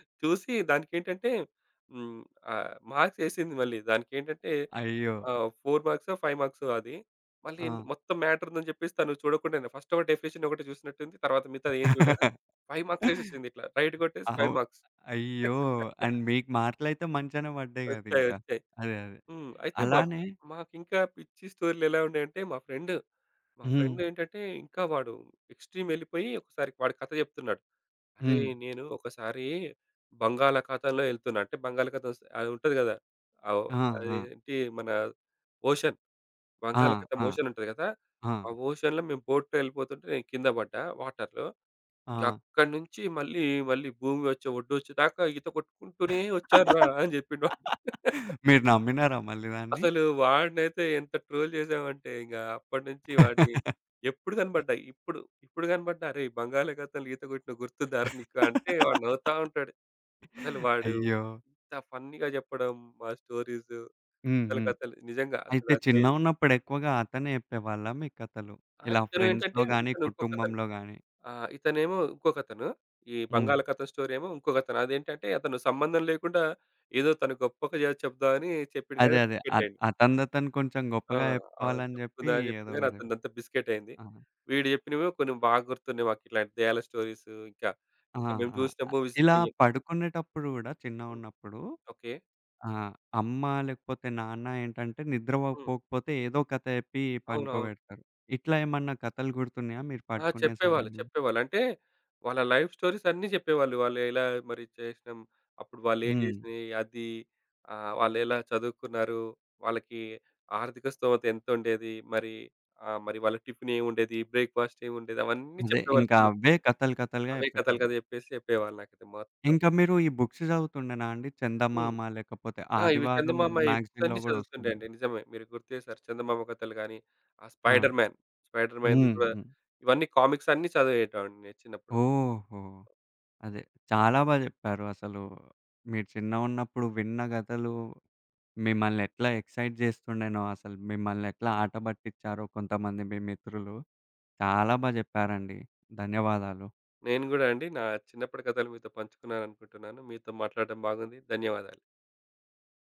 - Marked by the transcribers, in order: in English: "మార్క్స్"; in English: "ఫోర్"; in English: "ఫైవ్"; in English: "ఫస్ట్"; in English: "డెఫినిషన్"; chuckle; other background noise; in English: "ఫైవ్ మార్క్స్"; in English: "రైట్"; in English: "అండ్"; in English: "ఫైవ్ మార్క్స్"; chuckle; in English: "ఫ్రెండ్"; in English: "ఫ్రెండ్"; in English: "ఎక్స్‌ట్రీమ్"; in English: "ఓషన్"; in English: "ఓషన్"; in English: "ఓషన్‌లో"; in English: "బోట్‌లో"; in English: "వాటర్‌లో"; laugh; chuckle; in English: "ట్రోల్"; chuckle; laugh; in English: "ఫన్నీ‌గా"; in English: "స్టోరీస్"; in English: "ఫీల్"; in English: "ఫ్రెండ్స్‌లో"; in English: "స్టోరీ"; in English: "మూవీస్"; in English: "లైఫ్ స్టోరీస్"; tapping; in English: "బ్రేక్‌ఫాస్ట్"; in English: "బుక్స్"; in English: "బుక్స్"; in English: "మ్యాగ్‌జీన్‌లో"; in English: "కామిక్స్"; in English: "ఎగ్జైట్"
- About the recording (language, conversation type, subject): Telugu, podcast, మీరు చిన్నప్పుడు వినిన కథలు ఇంకా గుర్తున్నాయా?